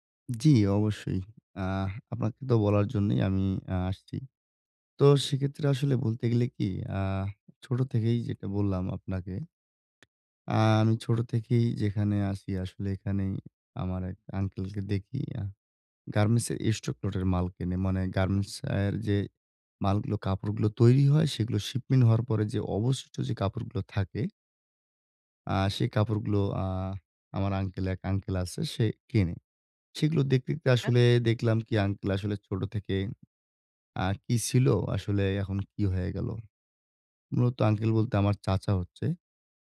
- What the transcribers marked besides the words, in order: in English: "stock lot"; tapping; "এর" said as "অ্যার"; in English: "shipmen"
- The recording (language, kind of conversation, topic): Bengali, advice, আমি কীভাবে বড় লক্ষ্যকে ছোট ছোট ধাপে ভাগ করে ধাপে ধাপে এগিয়ে যেতে পারি?